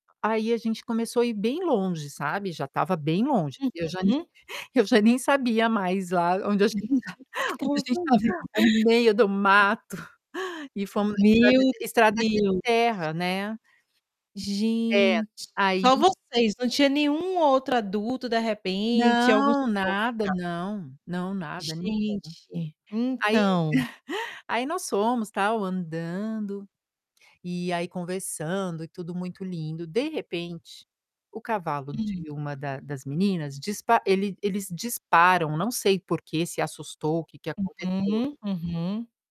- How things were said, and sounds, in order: distorted speech; other noise; static; chuckle
- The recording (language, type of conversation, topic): Portuguese, podcast, Qual foi o perrengue mais engraçado que você já passou em uma viagem?